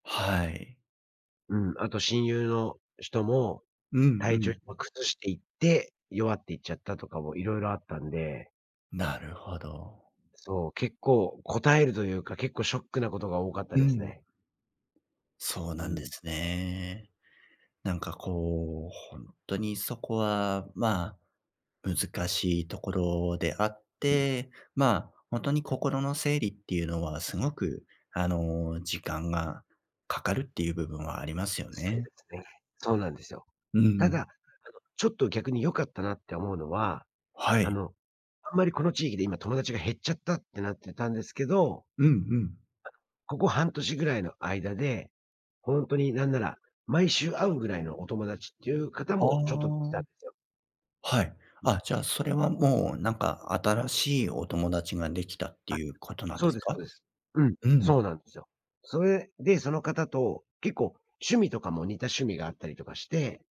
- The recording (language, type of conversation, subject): Japanese, advice, 引っ越してきた地域で友人がいないのですが、どうやって友達を作ればいいですか？
- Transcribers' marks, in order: none